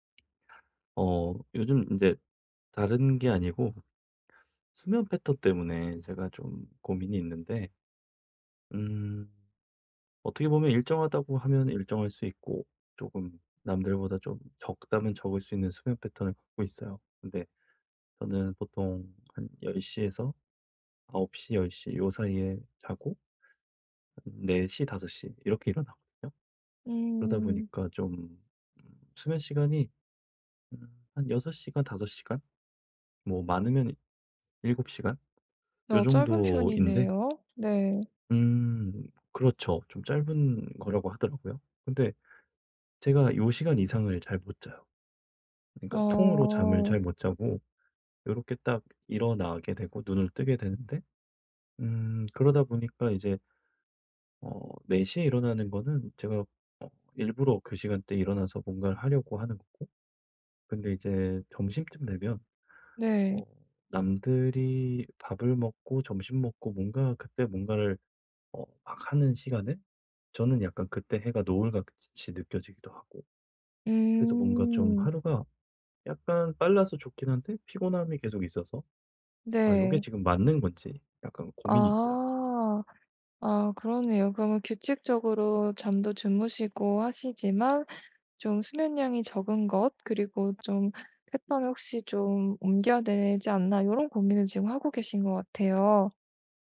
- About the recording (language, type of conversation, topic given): Korean, advice, 일정한 수면 스케줄을 만들고 꾸준히 지키려면 어떻게 하면 좋을까요?
- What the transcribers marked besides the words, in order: other background noise; tapping